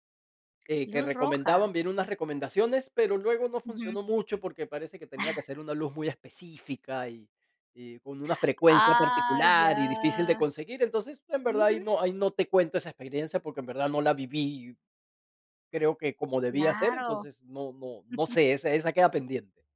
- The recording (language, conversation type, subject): Spanish, podcast, ¿Qué trucos tienes para dormir mejor?
- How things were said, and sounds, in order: chuckle; tapping; chuckle